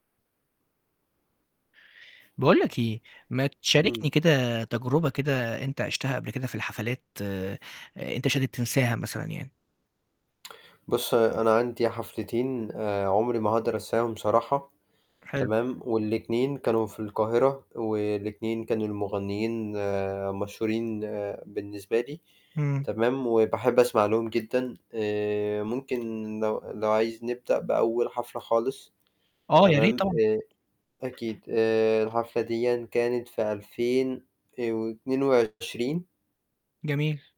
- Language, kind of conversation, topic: Arabic, podcast, احكيلي عن تجربة حفلة حضرتها ومش ممكن تنساها؟
- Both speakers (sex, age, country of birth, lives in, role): male, 20-24, Egypt, Egypt, guest; male, 20-24, Egypt, Egypt, host
- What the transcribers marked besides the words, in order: none